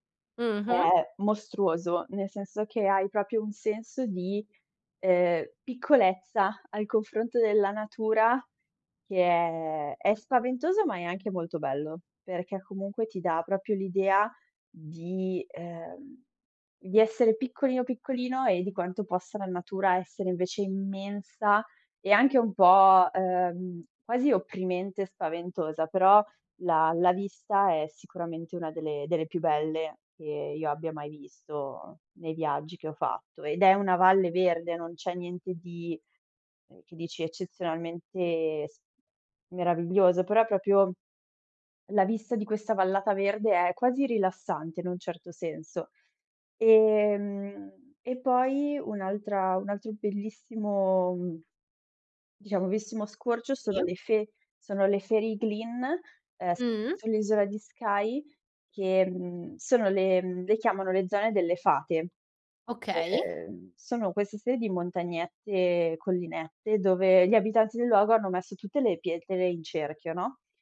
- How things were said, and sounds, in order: "proprio" said as "propio"; "proprio" said as "propio"; tapping; "proprio" said as "propio"; "bellissimo" said as "veissimo"
- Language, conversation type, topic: Italian, podcast, Raccontami di un viaggio che ti ha cambiato la vita?